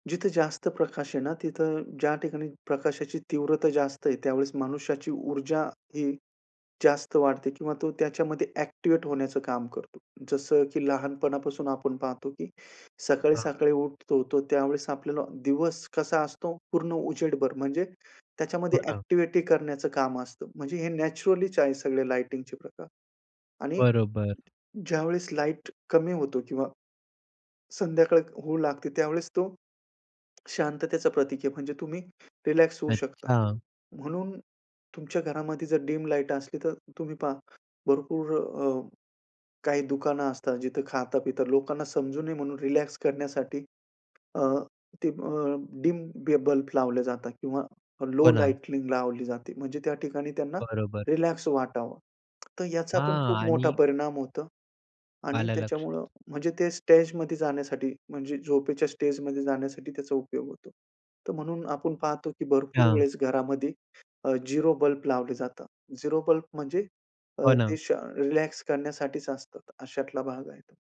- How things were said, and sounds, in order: other noise; tapping
- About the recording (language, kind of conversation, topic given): Marathi, podcast, प्रकाशाचा उपयोग करून मनाचा मूड कसा बदलता येईल?